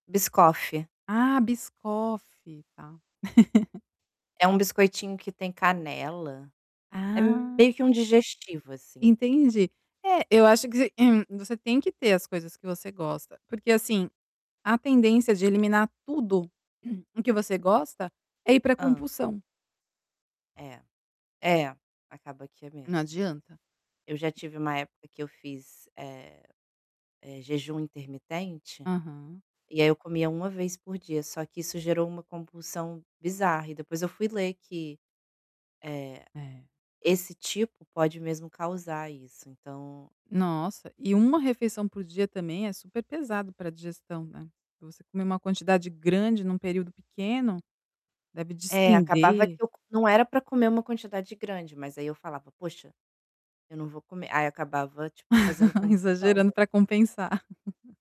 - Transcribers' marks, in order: laugh; other background noise; distorted speech; tapping; throat clearing; chuckle; chuckle
- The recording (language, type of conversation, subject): Portuguese, advice, Como lidar com a culpa e a vergonha depois de comer alimentos que não estavam planejados?